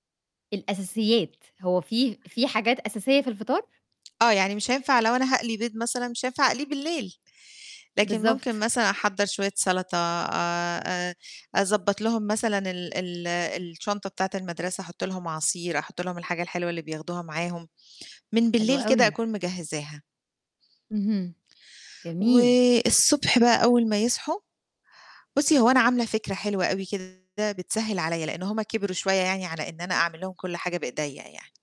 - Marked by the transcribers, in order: tapping; distorted speech
- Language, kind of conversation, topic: Arabic, podcast, إيه طقوسك الصبح مع ولادك لو عندك ولاد؟